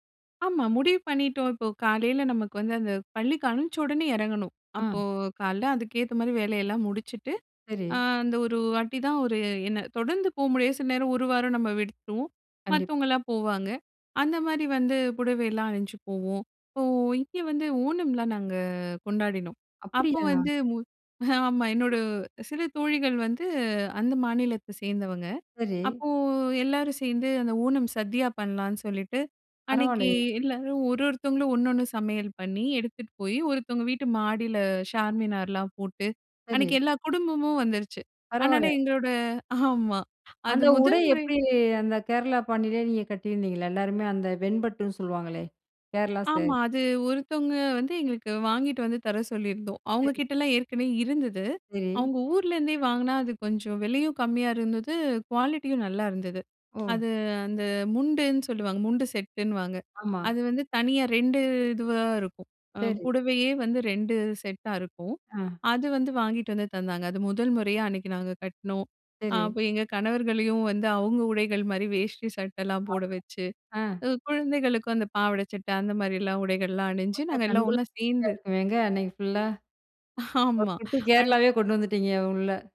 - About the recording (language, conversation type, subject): Tamil, podcast, நண்பர்களைச் சந்திக்கும்போது நீங்கள் பொதுவாக எப்படியான உடை அணிவீர்கள்?
- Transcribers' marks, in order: chuckle; in English: "குவாலிட்டியும்"; other background noise; laughing while speaking: "ஆமா"